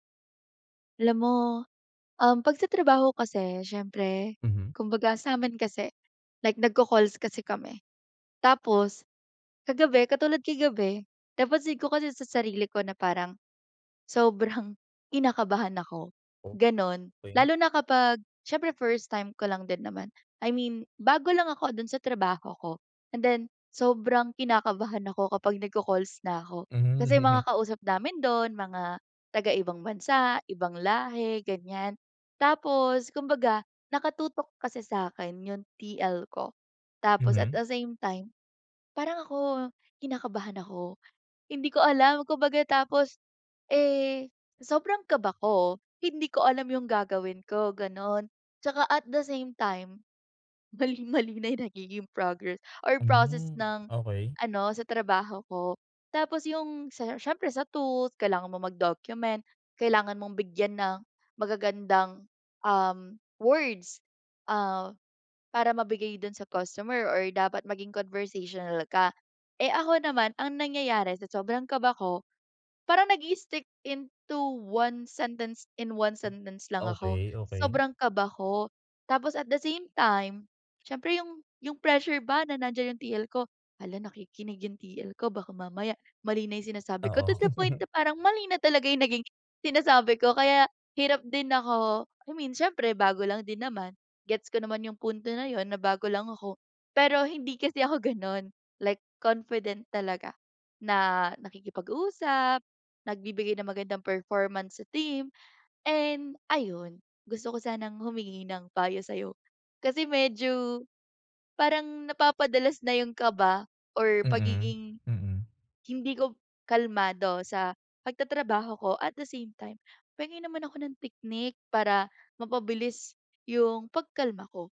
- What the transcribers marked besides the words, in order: laughing while speaking: "sobrang"; chuckle; stressed: "T-L"; chuckle
- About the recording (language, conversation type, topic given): Filipino, advice, Ano ang mga epektibong paraan para mabilis akong kumalma kapag sobra akong nababagabag?